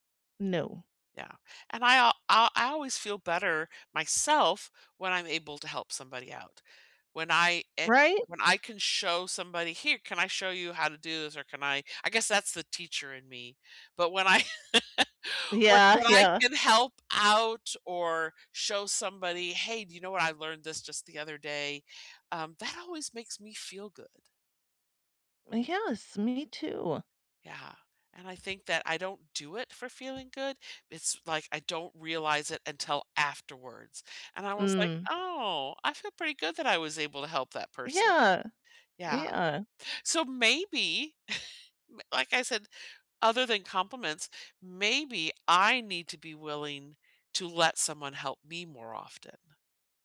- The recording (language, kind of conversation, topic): English, unstructured, What is a kind thing someone has done for you recently?
- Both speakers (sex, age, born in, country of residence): female, 45-49, United States, United States; female, 60-64, United States, United States
- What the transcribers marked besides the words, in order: other background noise; laugh; chuckle